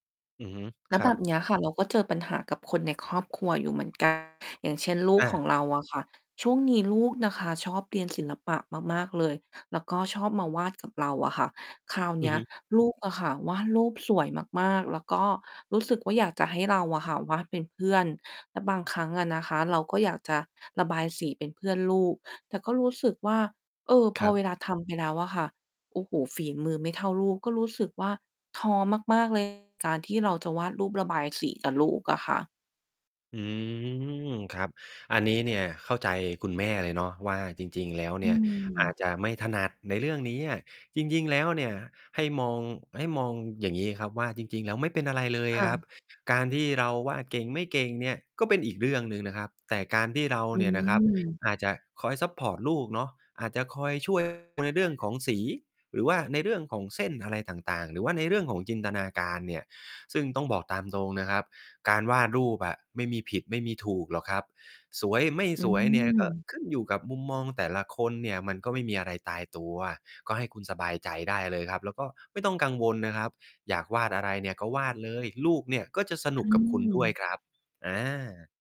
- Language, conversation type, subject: Thai, advice, คุณรู้สึกท้อเมื่อเปรียบเทียบผลงานของตัวเองกับคนอื่นไหม?
- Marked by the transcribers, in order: other background noise; distorted speech